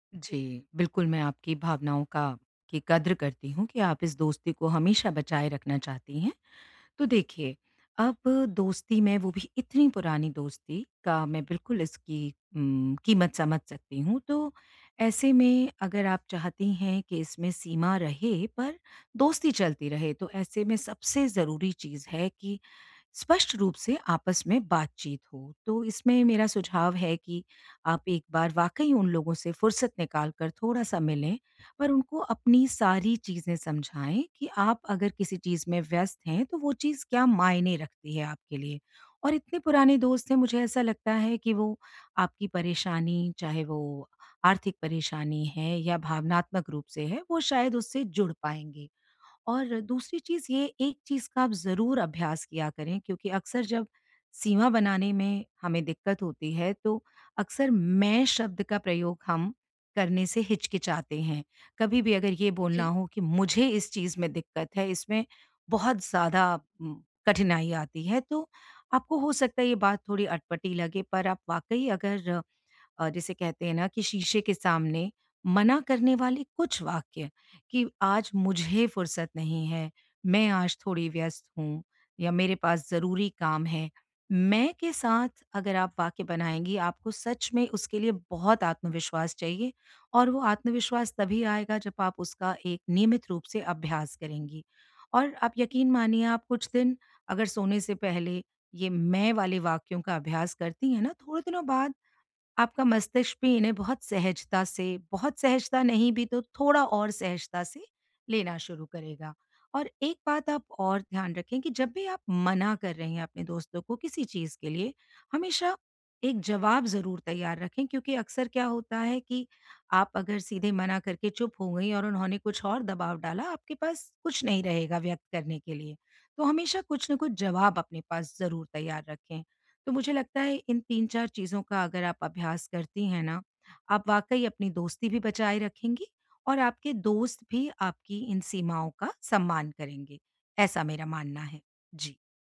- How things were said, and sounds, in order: none
- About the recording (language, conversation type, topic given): Hindi, advice, मैं दोस्तों के साथ सीमाएँ कैसे तय करूँ?